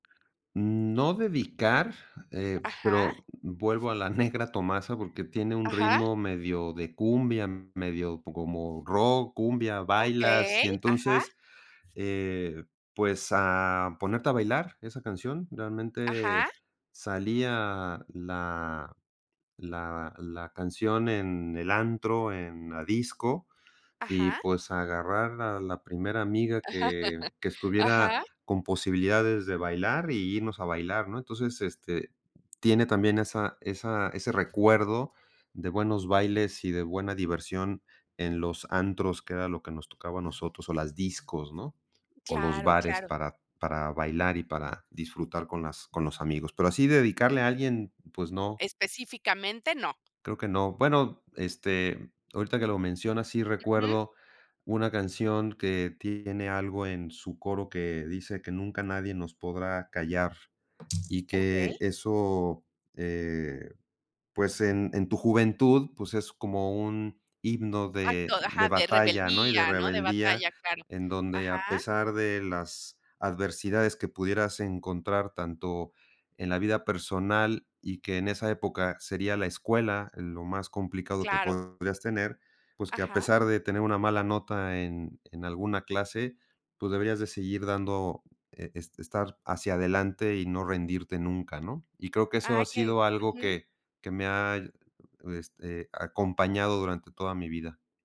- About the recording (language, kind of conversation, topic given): Spanish, podcast, ¿Cuál fue el concierto más inolvidable que has vivido?
- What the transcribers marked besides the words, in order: tapping; laughing while speaking: "a"; chuckle; other background noise; other noise